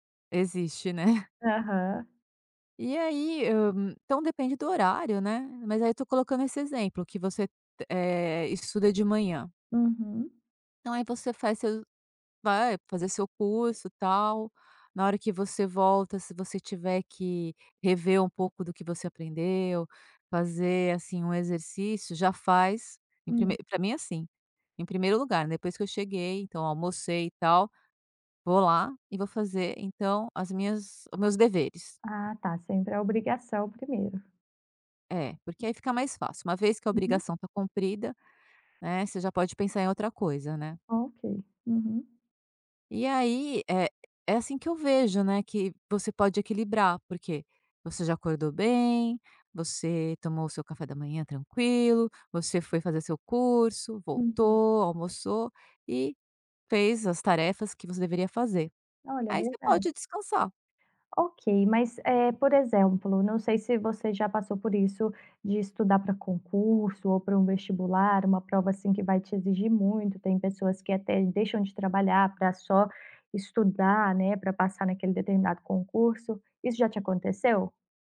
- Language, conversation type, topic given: Portuguese, podcast, Como você mantém equilíbrio entre aprender e descansar?
- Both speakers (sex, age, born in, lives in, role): female, 30-34, Brazil, Cyprus, host; female, 50-54, Brazil, France, guest
- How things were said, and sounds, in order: laughing while speaking: "né"; tapping